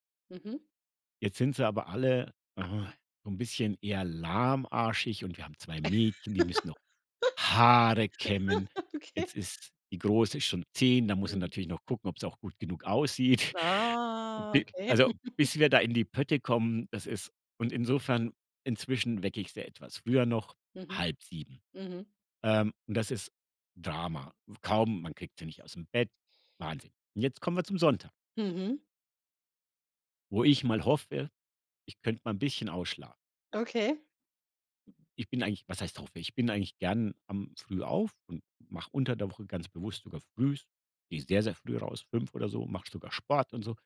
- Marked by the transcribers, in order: laugh; laughing while speaking: "Okay"; drawn out: "Ah"; chuckle; laugh
- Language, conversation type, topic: German, podcast, Wie beginnt bei euch typischerweise ein Sonntagmorgen?
- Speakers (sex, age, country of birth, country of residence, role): female, 45-49, Germany, Germany, host; male, 50-54, Germany, Germany, guest